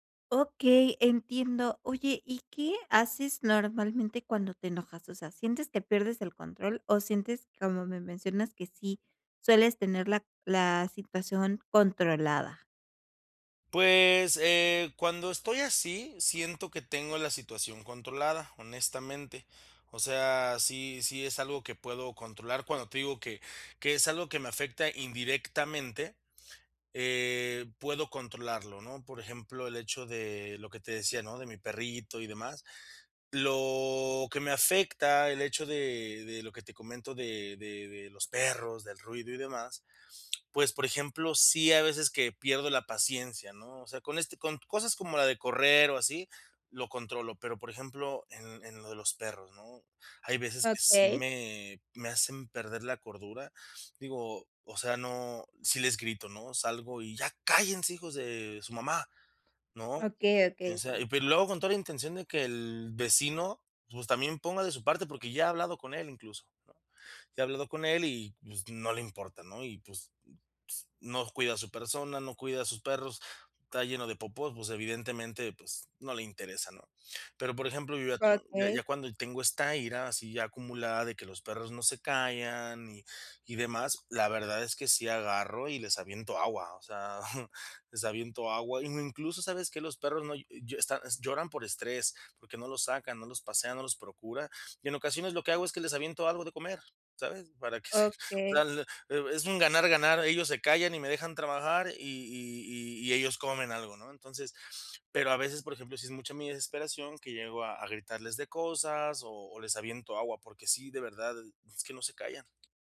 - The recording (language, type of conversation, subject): Spanish, advice, ¿Cómo puedo manejar la ira y la frustración cuando aparecen de forma inesperada?
- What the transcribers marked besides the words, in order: shush; chuckle; chuckle; other background noise